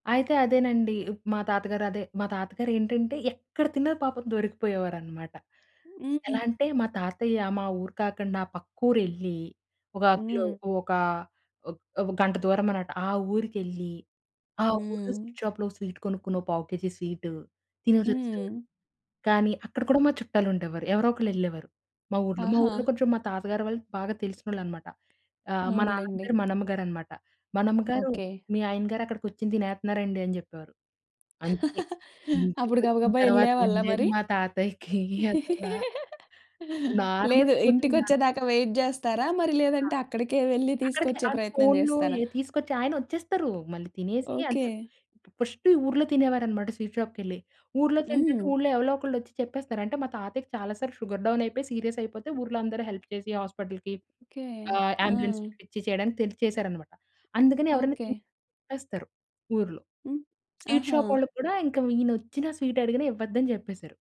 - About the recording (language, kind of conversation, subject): Telugu, podcast, పనుల ద్వారా చూపించే ప్రేమను మీరు గుర్తిస్తారా?
- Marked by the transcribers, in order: other background noise; chuckle; laugh; in English: "వెయిట్"; in English: "నార్మల్ కోటింగ్"; in English: "షుగర్ డౌన్"; in English: "సీరియస్"; in English: "హెల్ప్"; in English: "హాస్పిటల్‌కి"; in English: "అంబులెన్స్‌ని"